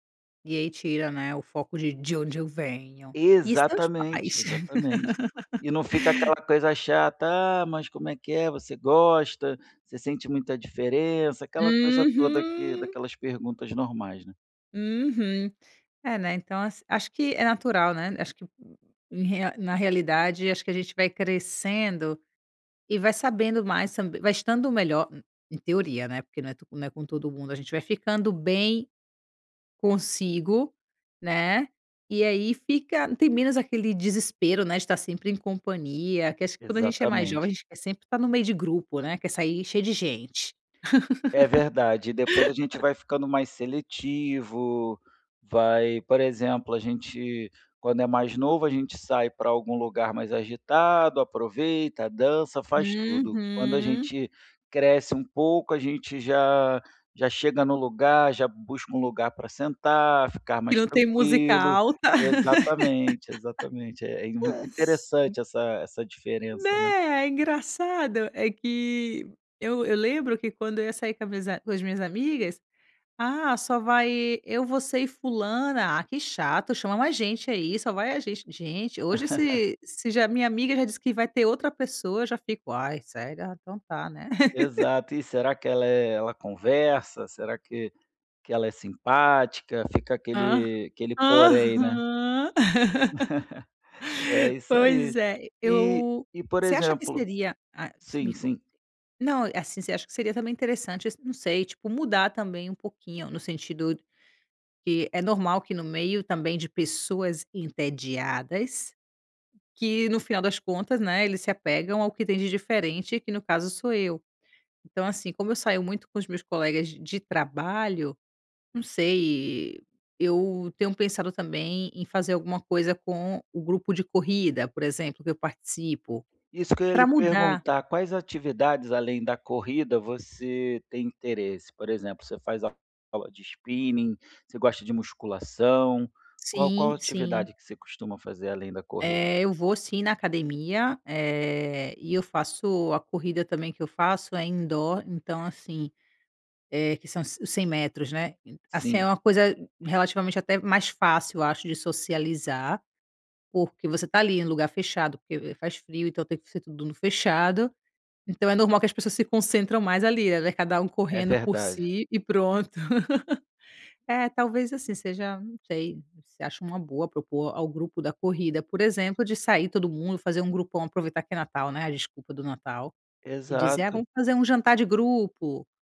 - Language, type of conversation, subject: Portuguese, advice, Como posso lidar com a dificuldade de fazer novas amizades na vida adulta?
- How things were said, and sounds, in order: laugh; laugh; laugh; laugh; laugh; laugh; in English: "indoor"; laugh